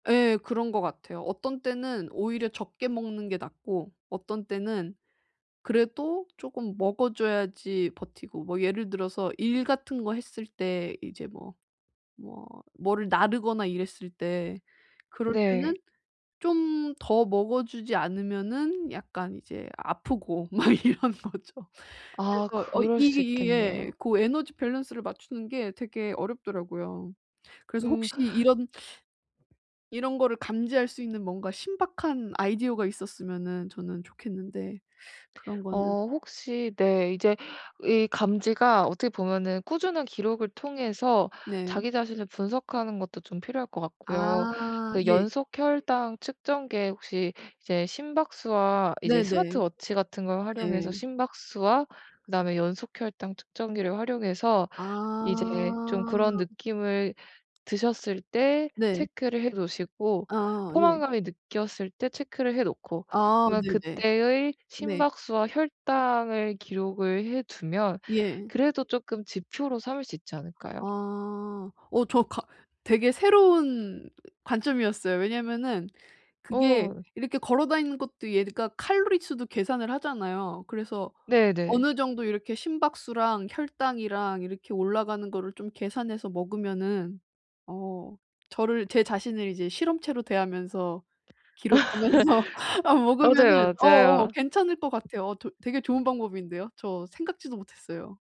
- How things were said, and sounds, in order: laughing while speaking: "막 이런 거죠"; teeth sucking; other background noise; in English: "스마트 워치"; laughing while speaking: "기록하면서 어"; laugh; tapping
- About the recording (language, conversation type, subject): Korean, advice, 식욕과 포만감을 어떻게 구분할 수 있을까요?